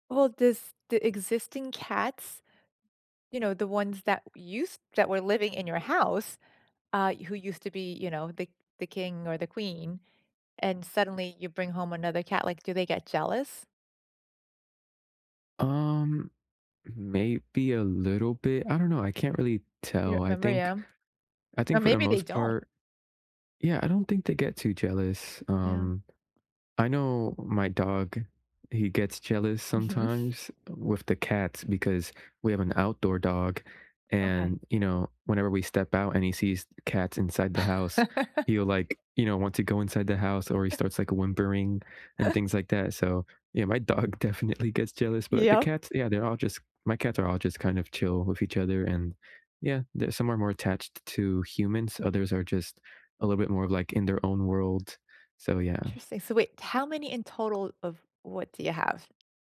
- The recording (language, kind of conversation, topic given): English, unstructured, Do you think people should always adopt pets instead of buying them?
- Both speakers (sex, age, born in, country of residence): female, 50-54, Japan, United States; male, 20-24, United States, United States
- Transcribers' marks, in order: "remember" said as "member"; tapping; laugh; chuckle; laughing while speaking: "my dog"; chuckle; laughing while speaking: "Yep"; other background noise